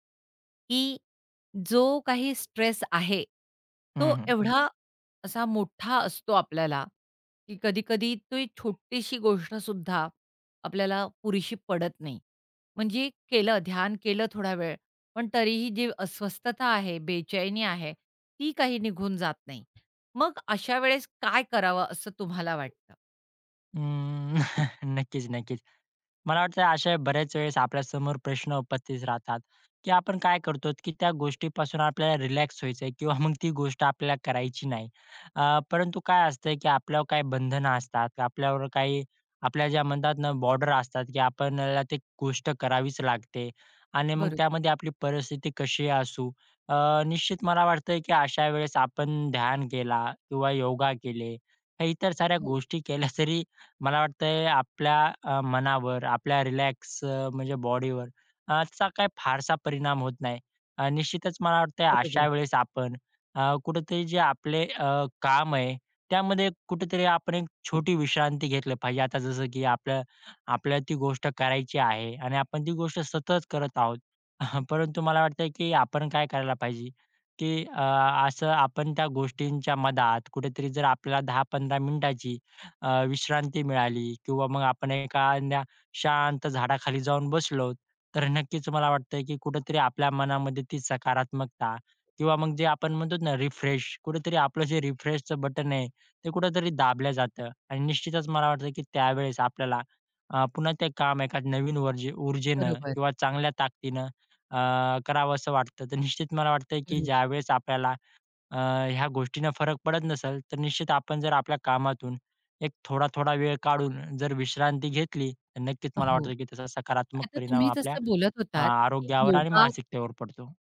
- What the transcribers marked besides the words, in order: other background noise; chuckle; tapping; chuckle; in English: "रिफ्रेश"; in English: "रिफ्रेशच"
- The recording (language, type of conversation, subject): Marathi, podcast, कामानंतर आराम मिळवण्यासाठी तुम्ही काय करता?